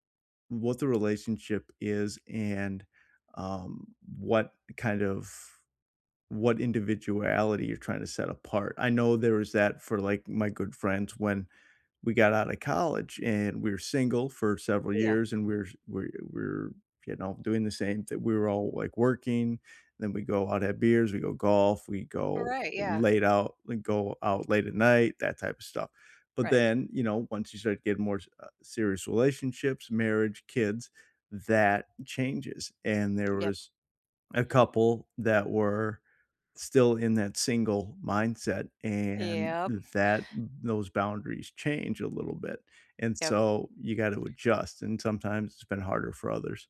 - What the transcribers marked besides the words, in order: stressed: "that"
- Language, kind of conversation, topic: English, unstructured, What small boundaries help maintain individuality in a close relationship?
- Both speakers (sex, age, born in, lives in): female, 55-59, United States, United States; male, 40-44, United States, United States